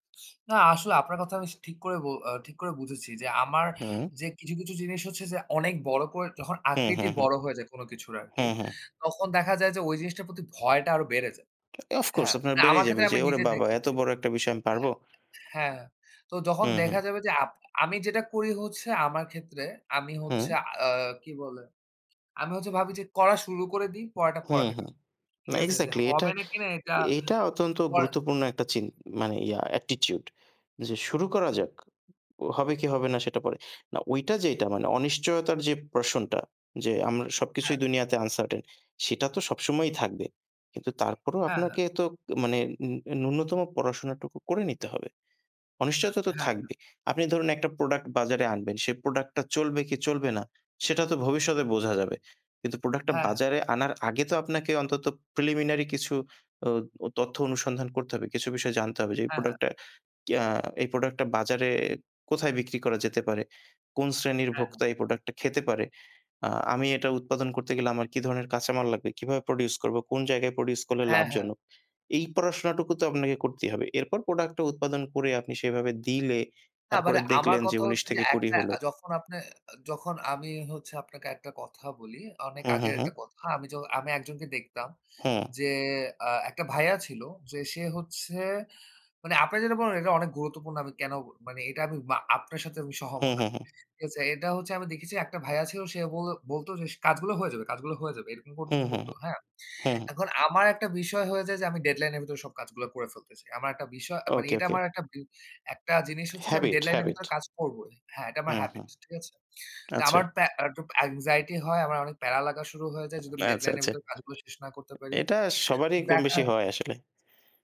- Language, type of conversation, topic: Bengali, unstructured, আপনি কীভাবে আপনার স্বপ্নকে বাস্তবে রূপ দেবেন?
- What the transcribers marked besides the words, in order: tapping; other background noise; in English: "of course"; in English: "exactly"; in English: "attitude"; in English: "portion"; in English: "uncertain"; in English: "preliminary"; in English: "produce"; in English: "produce"; in English: "deadline"; in English: "deadline"; in English: "habit, habit"; in English: "habit"; in English: "anxiety"